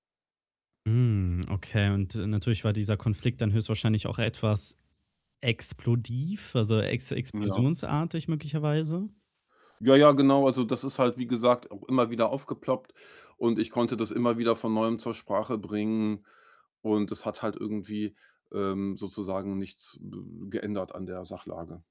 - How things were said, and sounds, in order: "explosiv" said as "explodiv"; static
- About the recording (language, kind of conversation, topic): German, podcast, Wie fühlst du dich, wenn du ständig Benachrichtigungen bekommst?